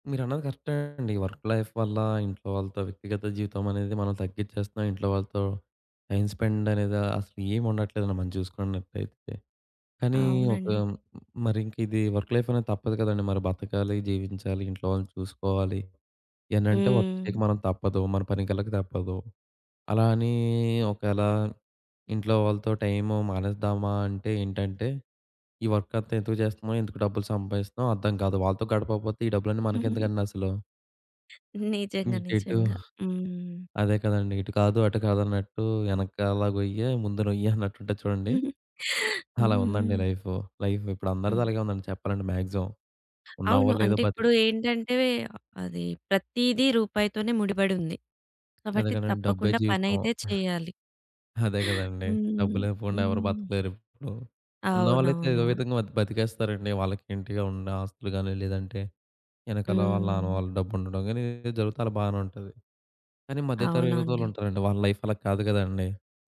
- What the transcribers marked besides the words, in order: in English: "వర్క్ లైఫ్"; in English: "టైమ్ స్పెండ్"; in English: "వర్క్ లైఫ్"; in English: "వర్క్"; in English: "వర్క్"; chuckle; chuckle; in English: "లైఫ్"; in English: "మ్యా‌క్సి‌మం"; chuckle; in English: "లైఫ్"
- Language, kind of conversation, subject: Telugu, podcast, పని మరియు కుటుంబంతో గడిపే సమయాన్ని మీరు ఎలా సమతుల్యం చేస్తారు?